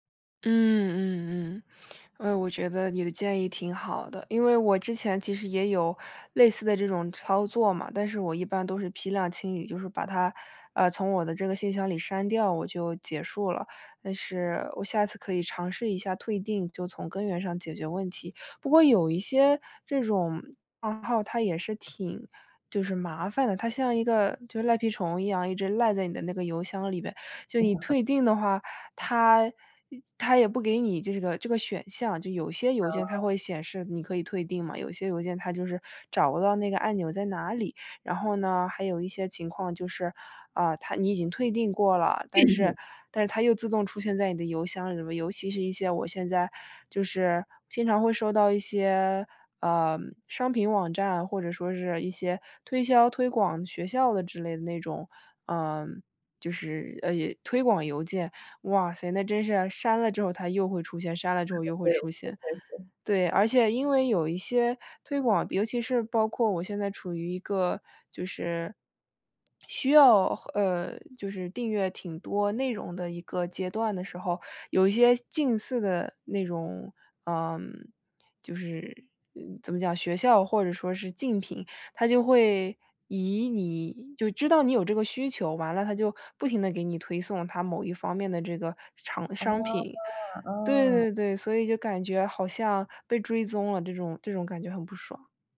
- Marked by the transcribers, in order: chuckle; unintelligible speech; unintelligible speech; other background noise
- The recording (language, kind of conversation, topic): Chinese, advice, 如何才能减少收件箱里的邮件和手机上的推送通知？